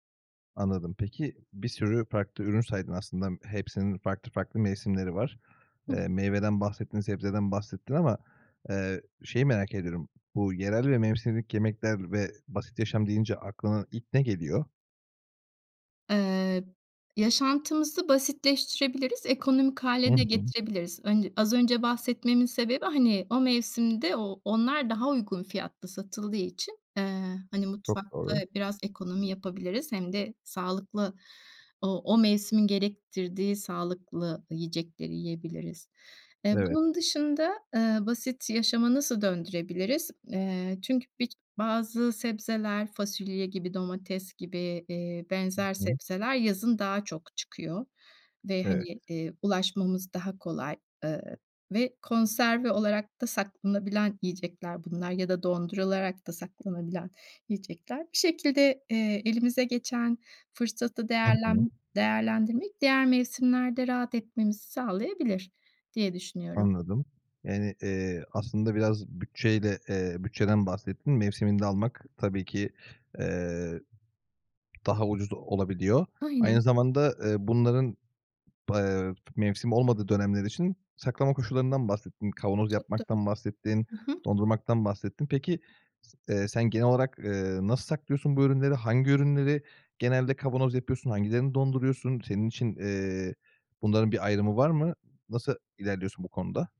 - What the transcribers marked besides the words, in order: other background noise; "fasulye" said as "fasülye"; tapping
- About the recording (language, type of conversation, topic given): Turkish, podcast, Yerel ve mevsimlik yemeklerle basit yaşam nasıl desteklenir?